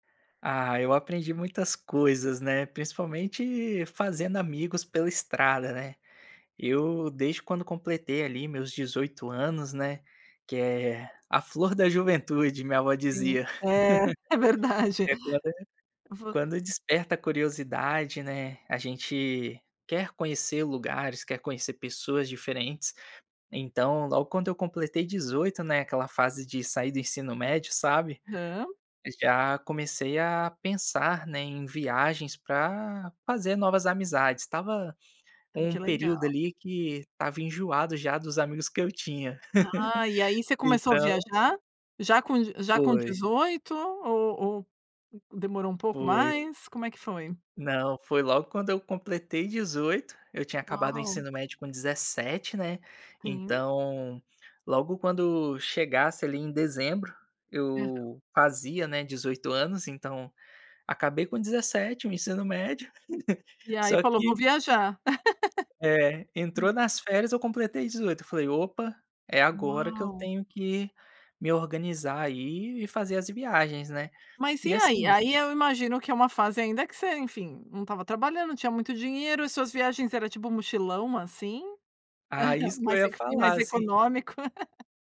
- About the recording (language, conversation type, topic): Portuguese, podcast, O que você aprendeu sobre fazer amigos viajando?
- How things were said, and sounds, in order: chuckle; laugh; unintelligible speech; laugh; laugh; laugh; other noise; chuckle; laugh